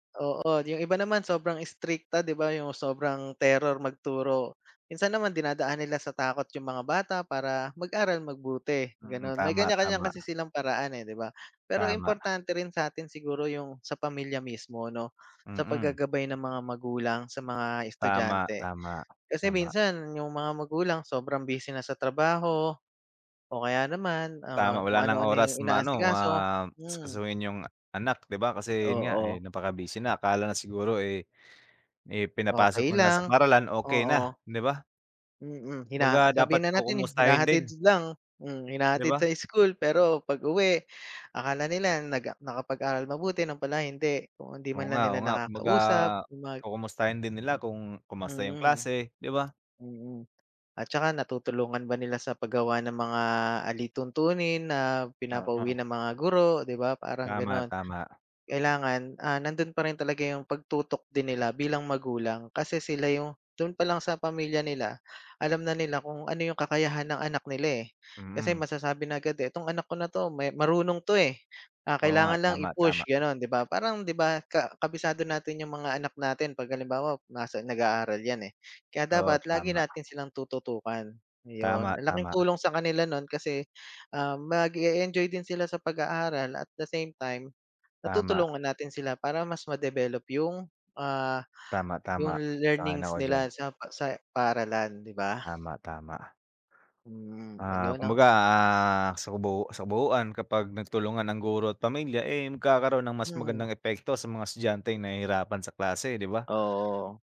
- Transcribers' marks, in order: in English: "terror"; "mabuti" said as "magbuti"; other background noise; tapping; wind; in English: "at the same time"
- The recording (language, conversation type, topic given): Filipino, unstructured, Paano mo ipaliliwanag ang kahalagahan ng edukasyon para sa lahat?